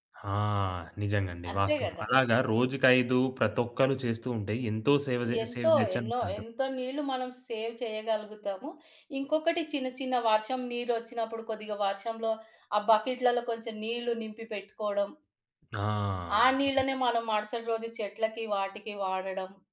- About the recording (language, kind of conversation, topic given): Telugu, podcast, నీటిని ఆదా చేయడానికి మీరు అనుసరించే సరళమైన సూచనలు ఏమిటి?
- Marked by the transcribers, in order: in English: "సేవ్"; in English: "సేవ్"